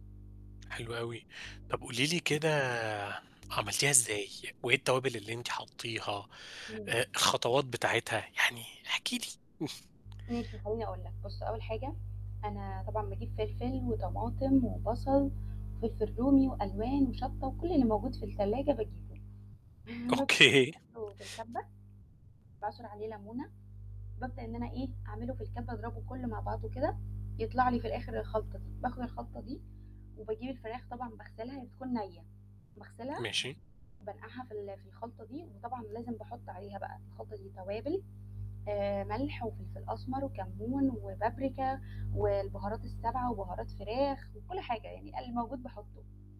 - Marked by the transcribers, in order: mechanical hum; distorted speech; chuckle; unintelligible speech; laughing while speaking: "أوكي"
- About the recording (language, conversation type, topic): Arabic, podcast, احكيلي عن تجربة طبخ نجحت معاك؟